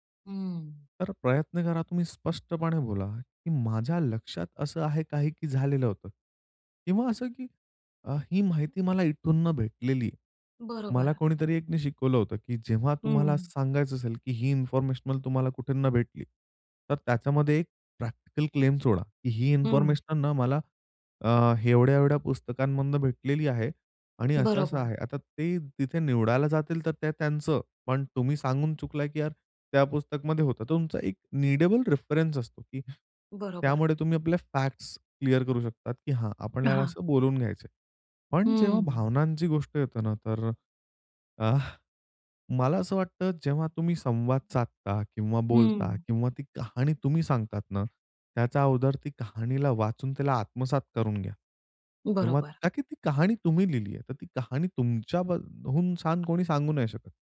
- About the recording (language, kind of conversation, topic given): Marathi, podcast, कथा सांगताना समोरच्या व्यक्तीचा विश्वास कसा जिंकतोस?
- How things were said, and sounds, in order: in English: "क्लेम"; in English: "नीडेबल रेफरन्स"; other background noise; in English: "फॅक्ट्स"; tapping